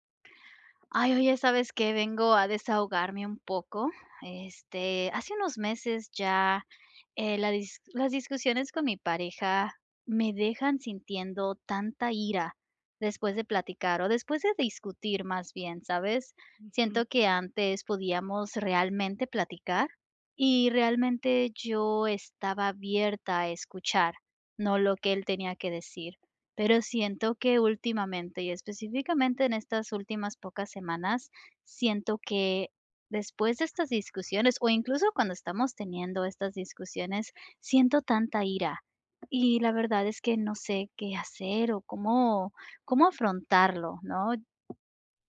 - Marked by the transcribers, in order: tapping
- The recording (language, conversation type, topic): Spanish, advice, ¿Cómo puedo manejar la ira después de una discusión con mi pareja?